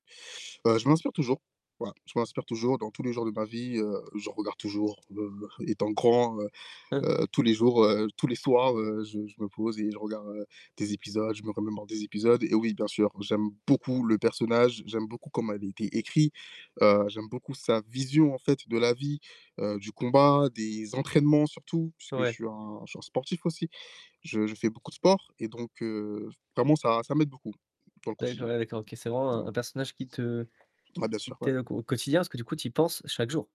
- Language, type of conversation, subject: French, podcast, Comment un personnage fictif t’a-t-il inspiré ?
- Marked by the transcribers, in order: static; tapping; stressed: "beaucoup"; distorted speech